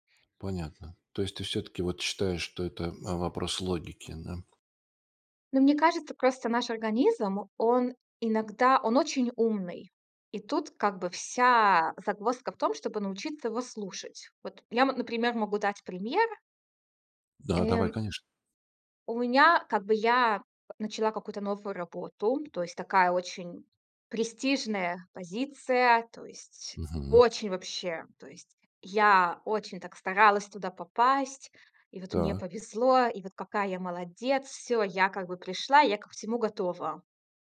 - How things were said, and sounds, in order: tapping; stressed: "очень"
- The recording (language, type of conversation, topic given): Russian, podcast, Как развить интуицию в повседневной жизни?